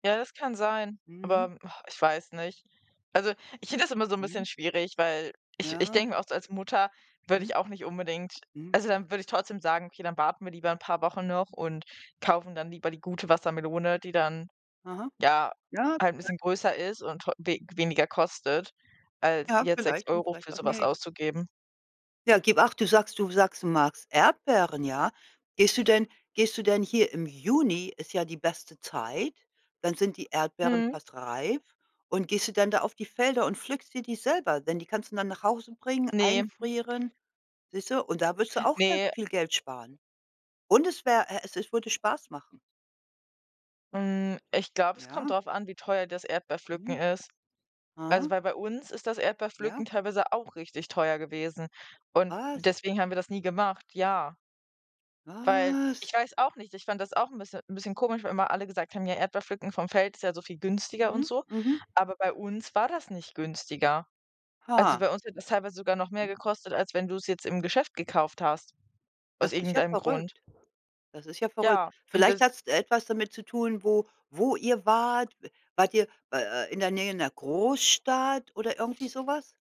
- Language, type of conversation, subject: German, unstructured, Wie kann Essen Erinnerungen wachrufen?
- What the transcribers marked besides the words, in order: chuckle; drawn out: "Hm"; drawn out: "Was?"; other background noise